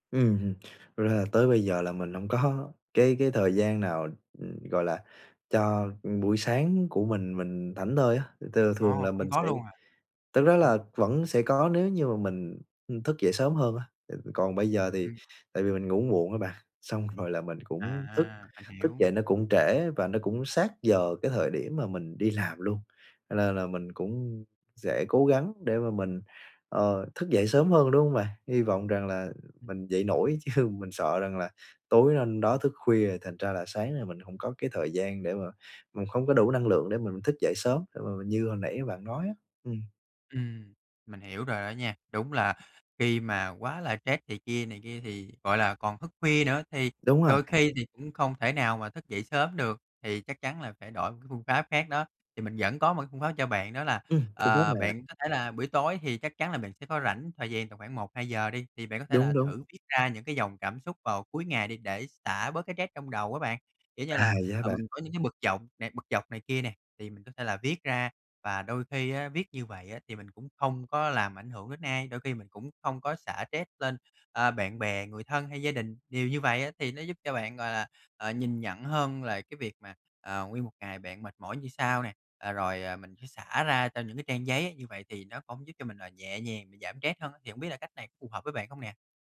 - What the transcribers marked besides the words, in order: laughing while speaking: "có"; laughing while speaking: "chứ"; tapping; other background noise
- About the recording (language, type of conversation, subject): Vietnamese, advice, Làm sao bạn có thể giảm căng thẳng hằng ngày bằng thói quen chăm sóc bản thân?